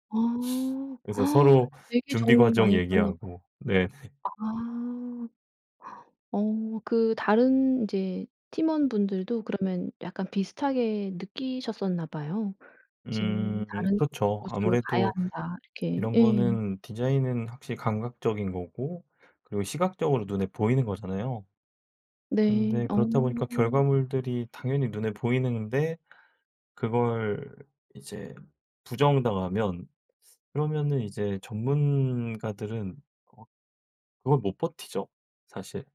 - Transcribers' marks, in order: gasp; laughing while speaking: "네네"; tapping
- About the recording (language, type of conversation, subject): Korean, podcast, 직업을 바꾸고 싶다고 느끼는 신호는 무엇인가요?